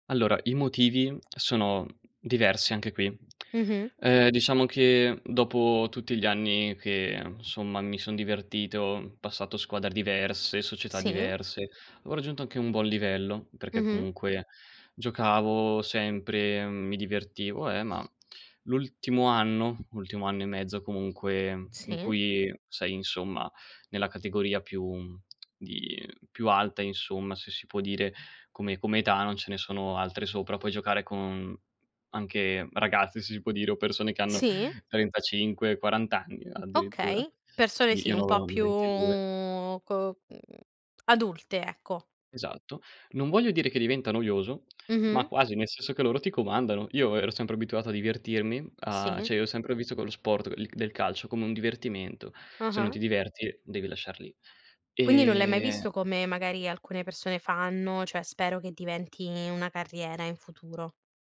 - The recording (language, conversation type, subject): Italian, podcast, Puoi raccontarmi un esempio di un fallimento che poi si è trasformato in un successo?
- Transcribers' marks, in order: tsk; tapping; drawn out: "più"; "cioè" said as "ceh"; "cioè" said as "ceh"